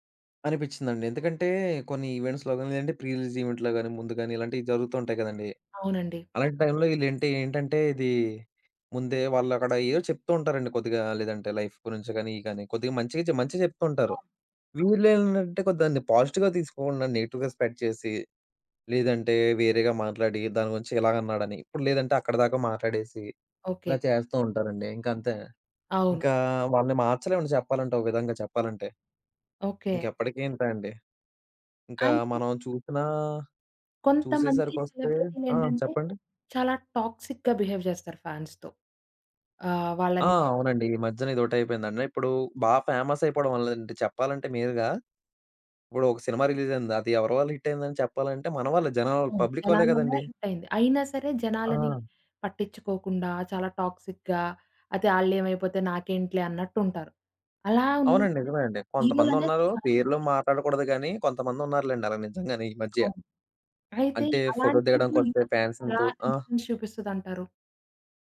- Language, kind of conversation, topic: Telugu, podcast, సెలెబ్రిటీ సంస్కృతి యువతపై ఎలాంటి ప్రభావం చూపుతుంది?
- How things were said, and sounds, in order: in English: "ఈవెంట్స్‌లో"; in English: "ప్రీ రిలీజ్ ఈవెంట్‌లో"; other background noise; in English: "లైఫ్"; in English: "పాజిటివ్‌గా"; in English: "నెగెటివ్‌గా"; in English: "సెలబ్రిటీలేంటంటే"; in English: "టాక్సిక్‌గా బిహేవ్"; in English: "ఫాన్స్‌తో"; in English: "ఫేమస్"; in English: "రిలీజ్"; in English: "హిట్"; in English: "పబ్లిక్"; in English: "హిట్"; in English: "టాక్సిక్‌గా"; in English: "హీరోలనేది"; in English: "ఇన్‌ఫ్లుయెన్స్"; in English: "ఫ్యాన్స్‌ని"